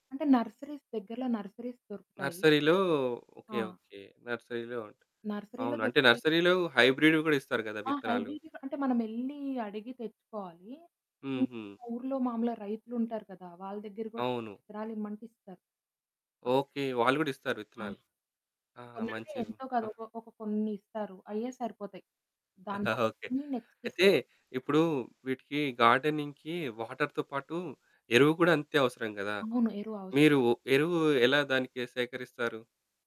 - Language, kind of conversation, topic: Telugu, podcast, టెర్రస్ గార్డెనింగ్ ప్రారంభించాలనుకుంటే మొదట చేయాల్సిన అడుగు ఏమిటి?
- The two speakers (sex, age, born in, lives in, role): female, 20-24, India, India, guest; male, 35-39, India, India, host
- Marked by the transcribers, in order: in English: "నర్సరీస్"; in English: "నర్సరీస్"; in English: "నర్సరీలో"; in English: "నర్సరీలో"; other background noise; in English: "నర్సరీలో"; in English: "నర్సరీలో హైబ్రిడ్‌వి"; static; in English: "హైబ్రిడ్"; chuckle; unintelligible speech; in English: "నెక్స్ట్"; in English: "గార్డెనింగ్‌కి వాటర్‌తో"